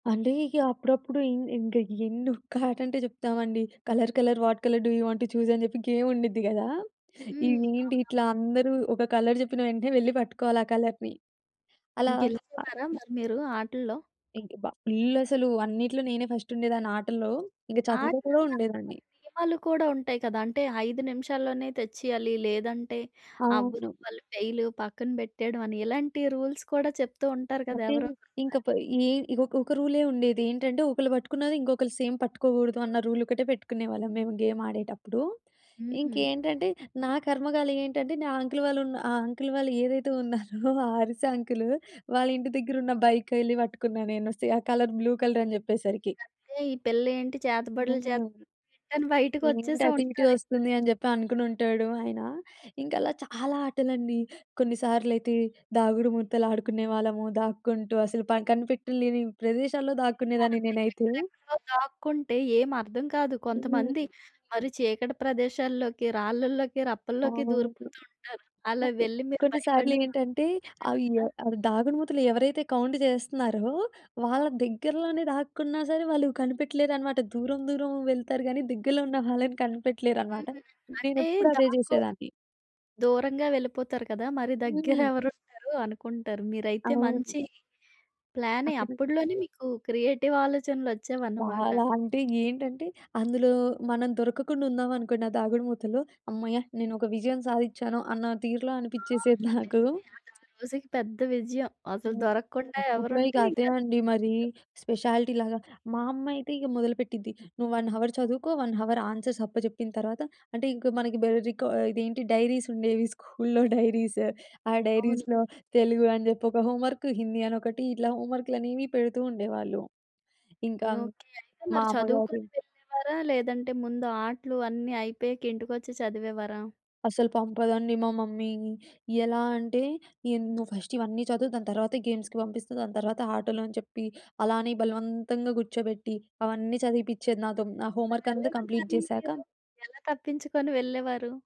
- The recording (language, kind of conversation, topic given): Telugu, podcast, మీ చిన్నప్పటిలో మీకు అత్యంత ఇష్టమైన ఆట ఏది, దాని గురించి చెప్పగలరా?
- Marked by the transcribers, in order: in English: "కలర్ కలర్ వాట్ కలర్ డు యూ వాంట్ టు"; in English: "కలర్"; in English: "కలర్‌ని"; other noise; tapping; unintelligible speech; in English: "రూల్స్"; in English: "సేమ్"; in English: "రూల్"; in English: "అంకుల్"; in English: "అంకుల్"; laughing while speaking: "ఉన్నారో ఆ అరిసే అంకులు"; in English: "కలర్ బ్లూ"; other background noise; in English: "క్రియేటివ్"; laughing while speaking: "అనిపించేసేది నాకు"; in English: "స్పెషాలిటీ"; in English: "వన్ అవర్"; in English: "వన్ అవర్ ఆన్సర్స్"; in English: "బెల్"; laughing while speaking: "స్కూల్లో డైరీసు"; in English: "డైరీస్‌లో"; in English: "మమ్మీ"; in English: "ఫస్ట్"; in English: "గేమ్స్‌కి"; unintelligible speech; in English: "కంప్లీట్"